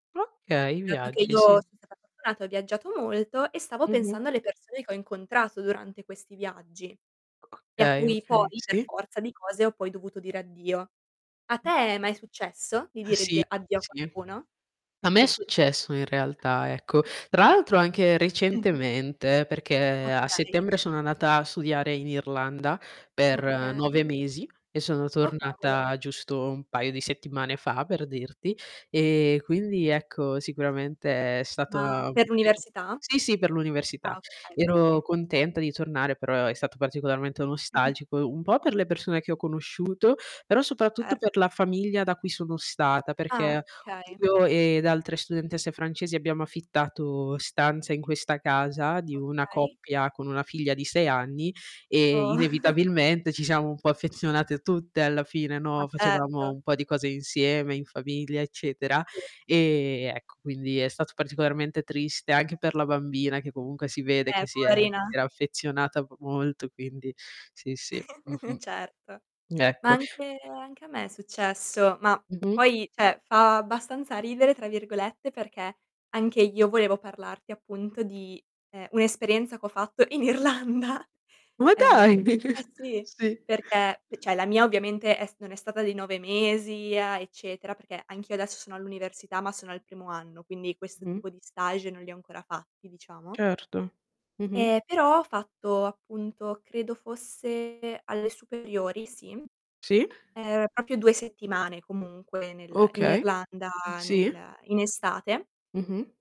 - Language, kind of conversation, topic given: Italian, unstructured, Hai mai dovuto dire addio a qualcuno durante un viaggio?
- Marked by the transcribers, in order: distorted speech; other background noise; other noise; tapping; static; throat clearing; "okay" said as "kay"; chuckle; giggle; "cioè" said as "ceh"; laughing while speaking: "in Irlanda"; "cioè" said as "ceh"; chuckle; "proprio" said as "propio"